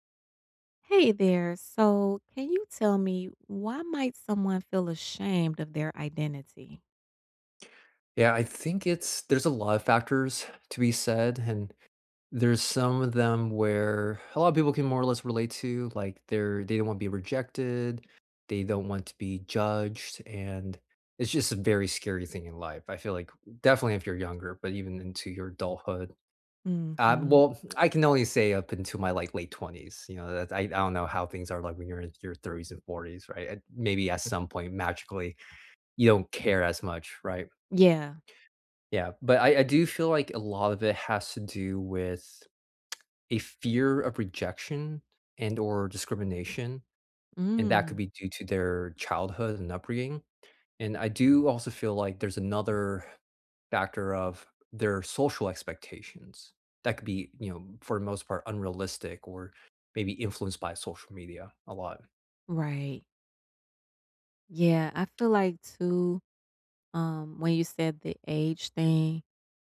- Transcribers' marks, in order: lip smack; other background noise
- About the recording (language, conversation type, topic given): English, unstructured, Why do I feel ashamed of my identity and what helps?